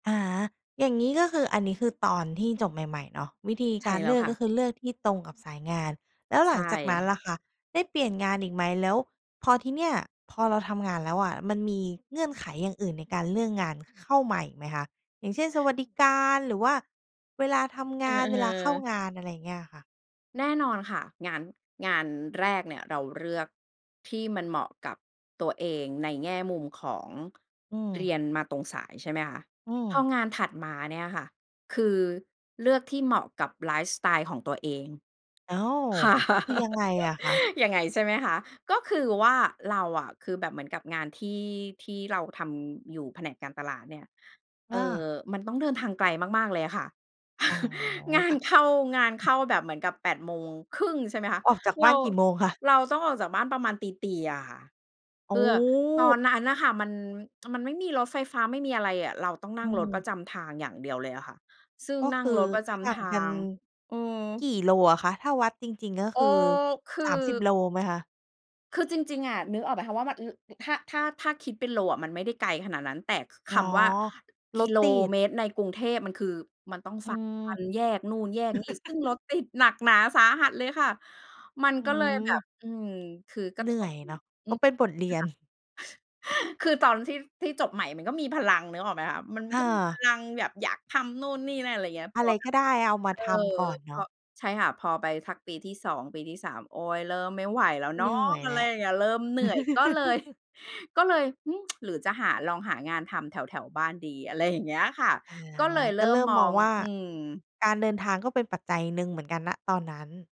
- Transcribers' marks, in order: other background noise; tapping; laugh; chuckle; other noise; tsk; tsk; laugh; laugh; laugh; chuckle; tsk
- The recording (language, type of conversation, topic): Thai, podcast, เราจะหางานที่เหมาะกับตัวเองได้อย่างไร?